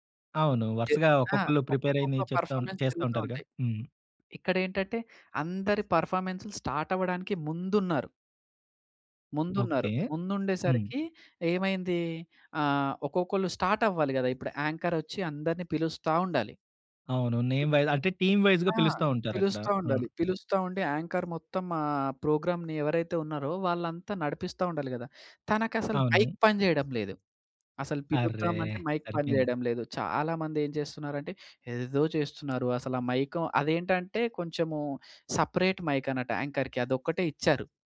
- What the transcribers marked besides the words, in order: in English: "పర్ఫామెన్స్"; tapping; in English: "నేమ్ వైస్"; in English: "టీమ్ వైస్‌గా"; in English: "యాంకర్"; in English: "ప్రోగ్రామ్‌ని"; in English: "మైక్"; in English: "మైక్"; in English: "సపరేట్"; in English: "యాంకర్‌కి"
- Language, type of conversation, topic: Telugu, podcast, నీ జీవితానికి నేపథ్య సంగీతం ఉంటే అది ఎలా ఉండేది?